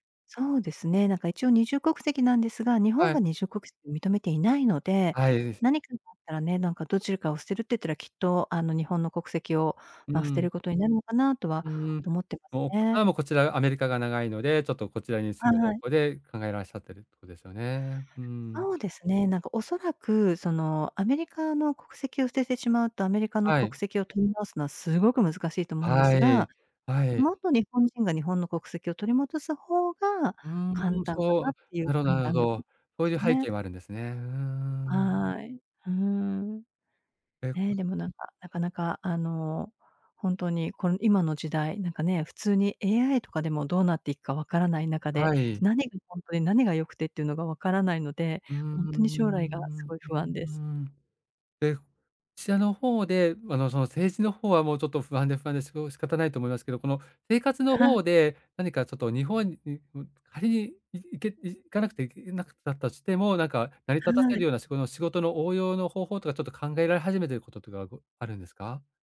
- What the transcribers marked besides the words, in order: tapping
- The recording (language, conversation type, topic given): Japanese, advice, 将来の見通しが立たず急な収入変化が不安なとき、どう備えればよいですか？